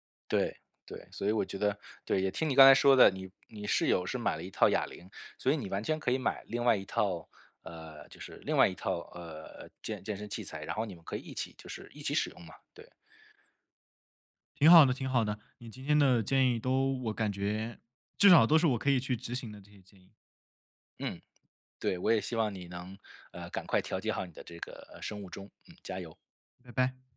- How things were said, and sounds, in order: tapping
- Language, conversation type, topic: Chinese, advice, 如何通过优化恢复与睡眠策略来提升运动表现？